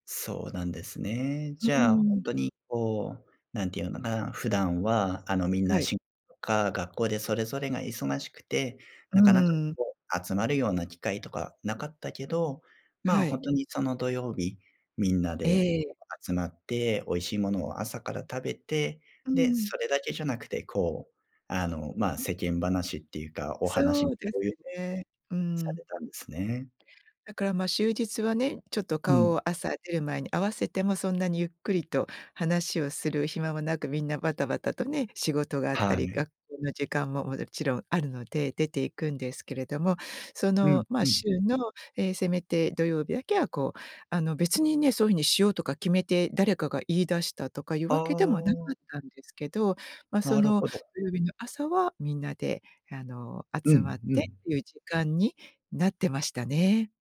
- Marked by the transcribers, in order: other background noise
- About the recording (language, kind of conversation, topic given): Japanese, podcast, 家族の伝統や文化で今も続けているものはありますか？
- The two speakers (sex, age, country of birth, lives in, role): female, 55-59, Japan, United States, guest; male, 35-39, Japan, Japan, host